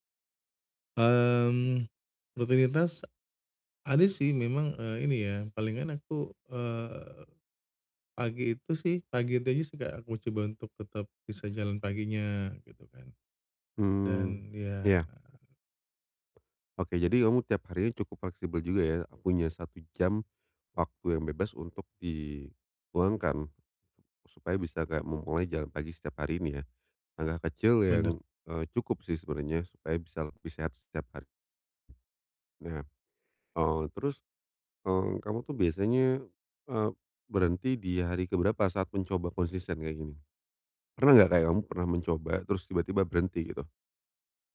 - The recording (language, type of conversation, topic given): Indonesian, advice, Bagaimana cara memulai dengan langkah kecil setiap hari agar bisa konsisten?
- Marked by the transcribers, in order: other background noise